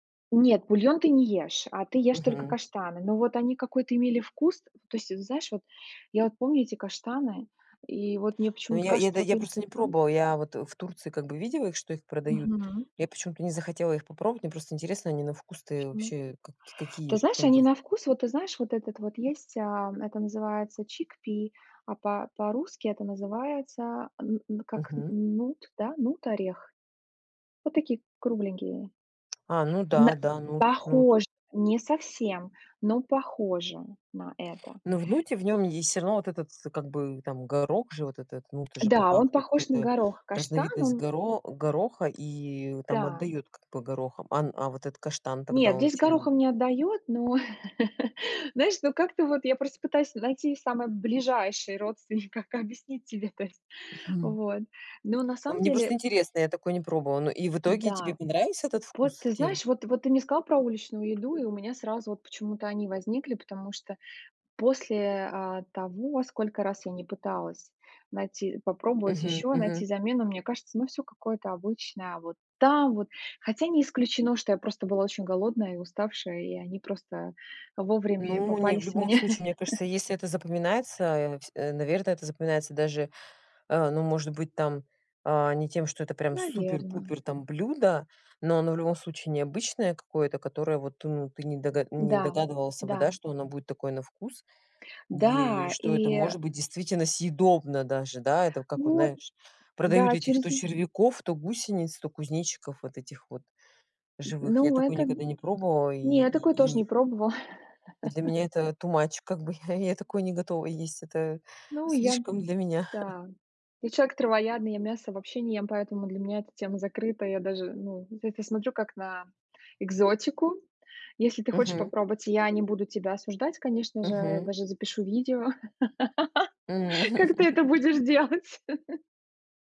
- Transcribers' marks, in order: tapping; in English: "chickpea"; laugh; laughing while speaking: "объяснить тебе"; stressed: "там"; laugh; laugh; in English: "too much"; laughing while speaking: "я я"; chuckle; laugh; laughing while speaking: "делать"; laugh
- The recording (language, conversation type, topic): Russian, unstructured, Что вас больше всего отталкивает в уличной еде?